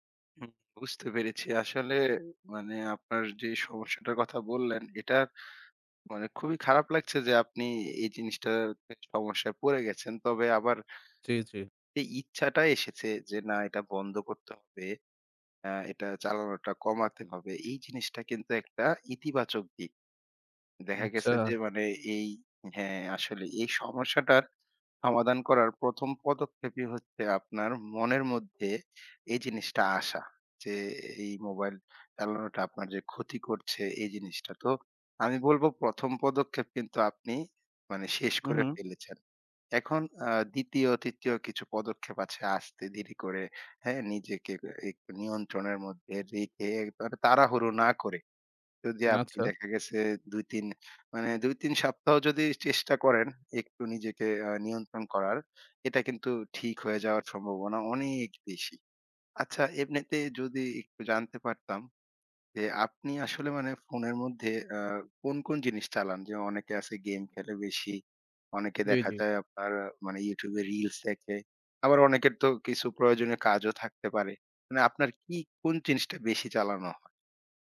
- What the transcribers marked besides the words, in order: tapping; "ধীরে" said as "ধীরী"
- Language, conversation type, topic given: Bengali, advice, ফোন দেখা কমানোর অভ্যাস গড়তে আপনার কি কষ্ট হচ্ছে?
- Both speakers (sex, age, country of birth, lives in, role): male, 25-29, Bangladesh, Bangladesh, advisor; male, 25-29, Bangladesh, Bangladesh, user